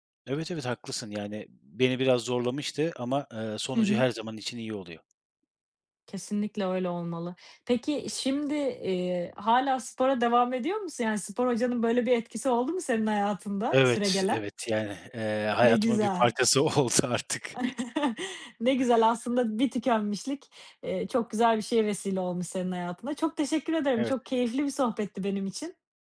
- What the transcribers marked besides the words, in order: other background noise; tapping; chuckle; laughing while speaking: "oldu artık"
- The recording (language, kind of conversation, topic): Turkish, podcast, Tükenmişlikle nasıl mücadele ediyorsun?